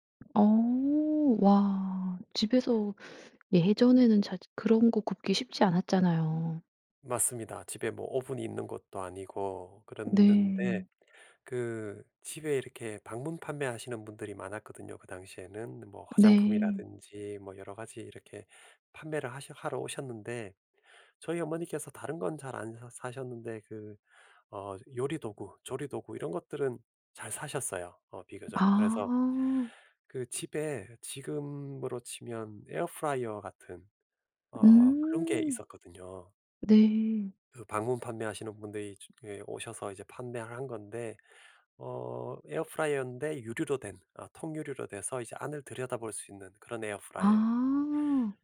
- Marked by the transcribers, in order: tapping; put-on voice: "에어프라이어"; put-on voice: "에어프라이어인데"; put-on voice: "에어프라이어에요"
- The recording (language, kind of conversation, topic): Korean, podcast, 음식을 통해 어떤 가치를 전달한 경험이 있으신가요?